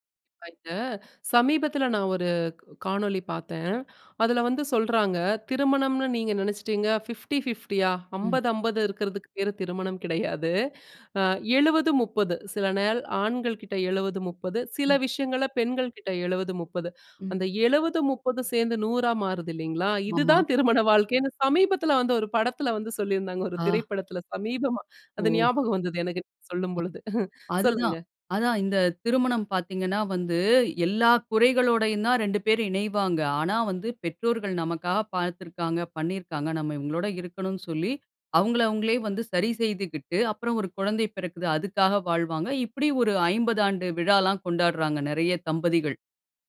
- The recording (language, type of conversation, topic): Tamil, podcast, திருமணத்தைப் பற்றி குடும்பத்தின் எதிர்பார்ப்புகள் என்னென்ன?
- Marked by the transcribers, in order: unintelligible speech; chuckle; other noise; chuckle; chuckle